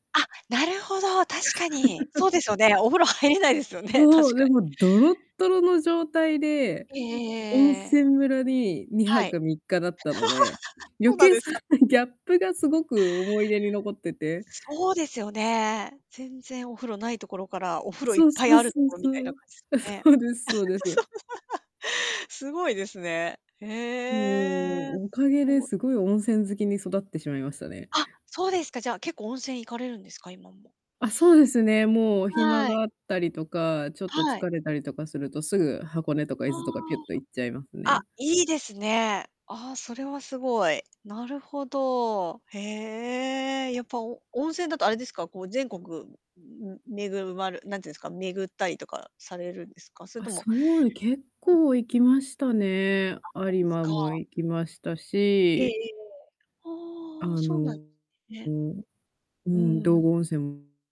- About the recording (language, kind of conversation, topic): Japanese, podcast, 子どもの頃、自然の中でいちばん印象に残っている思い出は何ですか？
- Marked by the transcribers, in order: static; laugh; laughing while speaking: "入れないですよね"; laugh; laughing while speaking: "そうなんですか"; laughing while speaking: "そうギャップ"; laughing while speaking: "あ、そうです"; laugh; distorted speech